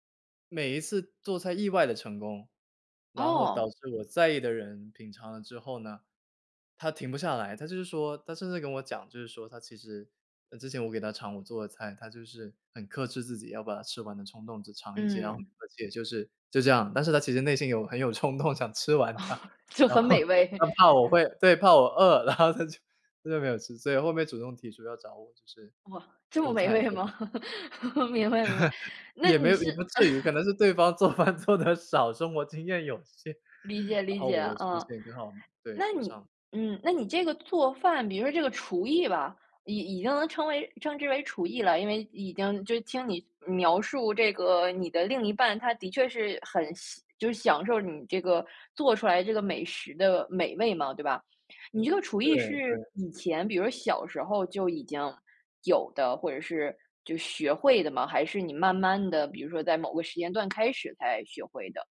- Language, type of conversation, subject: Chinese, podcast, 有哪些小习惯能帮助你坚持下去？
- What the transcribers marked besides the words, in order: chuckle; laughing while speaking: "美味吗？"; chuckle; laughing while speaking: "对方做饭做得少，生活经验有限"